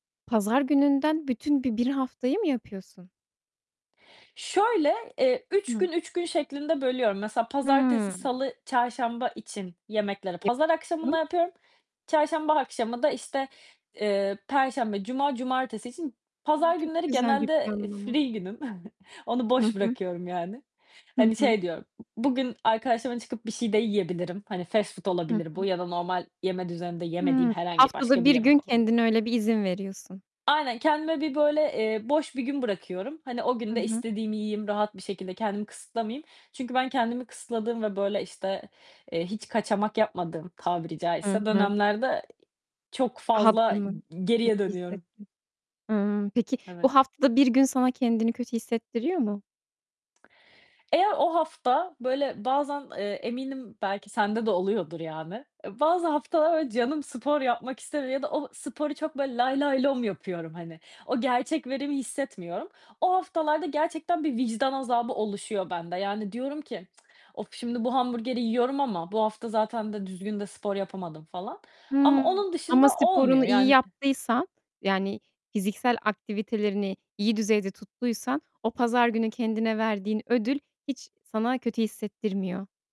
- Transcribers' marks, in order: unintelligible speech; in English: "free"; tsk
- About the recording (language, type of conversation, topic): Turkish, podcast, Akşam yemeğini nasıl planlıyorsun ve pratikte hangi yöntemi kullanıyorsun?